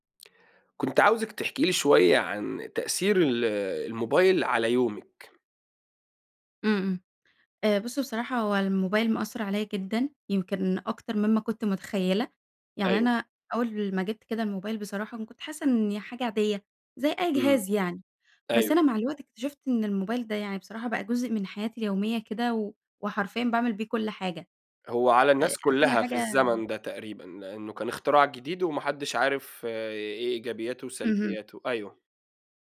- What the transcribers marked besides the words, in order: none
- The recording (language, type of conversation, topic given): Arabic, podcast, إزاي الموبايل بيأثر على يومك؟